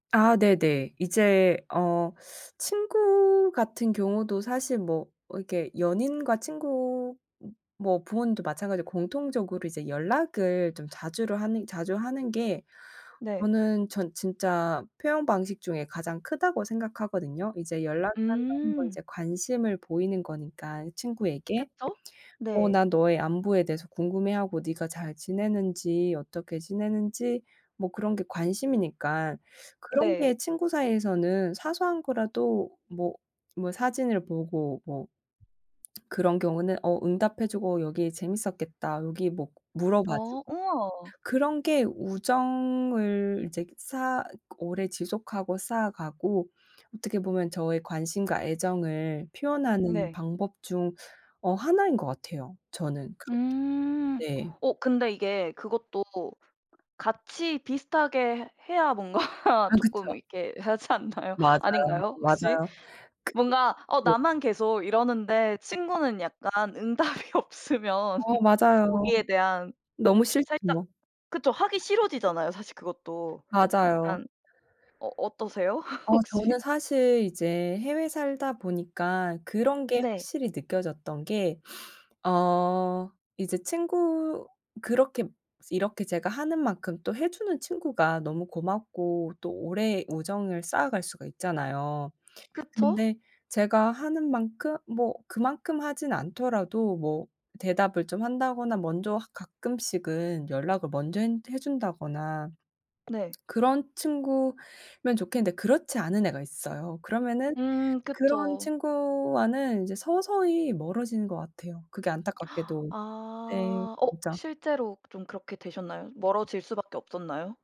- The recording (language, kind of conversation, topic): Korean, podcast, 어떤 방식의 사랑 표현이 가장 마음에 와닿았나요?
- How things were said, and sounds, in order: other background noise; tapping; teeth sucking; lip smack; laughing while speaking: "뭔가"; laughing while speaking: "하지 않나요?"; laughing while speaking: "응답이 없으면"; laughing while speaking: "어떠세요? 혹시?"; sniff; tsk; gasp